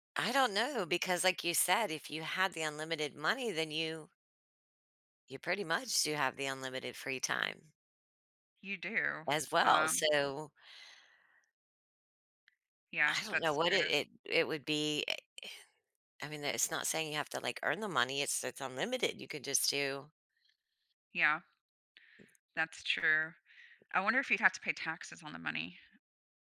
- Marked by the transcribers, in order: other background noise; sigh; tapping
- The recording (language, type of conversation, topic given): English, unstructured, What do you think is more important for happiness—having more free time or having more money?